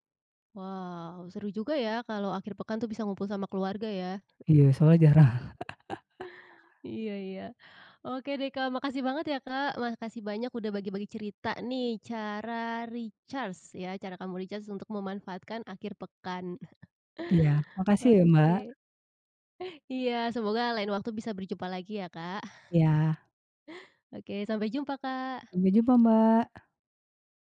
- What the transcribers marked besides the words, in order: other background noise; chuckle; in English: "recharge"; in English: "recharge"; chuckle; chuckle
- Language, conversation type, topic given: Indonesian, podcast, Bagaimana kamu memanfaatkan akhir pekan untuk memulihkan energi?